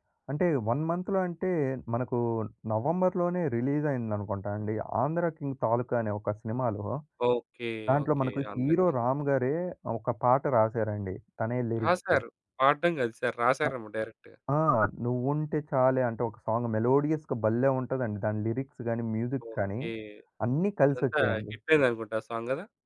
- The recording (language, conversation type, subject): Telugu, podcast, షేర్ చేసుకునే పాటల జాబితాకు పాటలను ఎలా ఎంపిక చేస్తారు?
- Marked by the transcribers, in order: in English: "వన్ మంత్‌లో"; in English: "లిరిక్స్"; in English: "డైరెక్ట్‌గా"; in English: "సాంగ్ మెలోడియస్‌గా"; in English: "లిరిక్స్"; in English: "మ్యూజిక్"; in English: "సాంగ్"